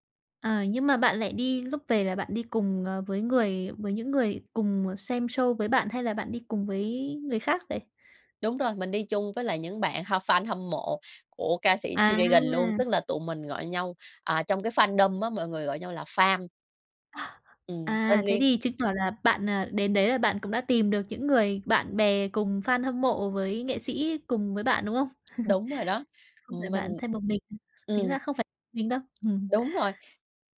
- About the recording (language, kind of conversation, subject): Vietnamese, podcast, Điều gì khiến bạn mê nhất khi xem một chương trình biểu diễn trực tiếp?
- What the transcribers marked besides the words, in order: tapping; other background noise; in English: "fandom"; other noise; chuckle; chuckle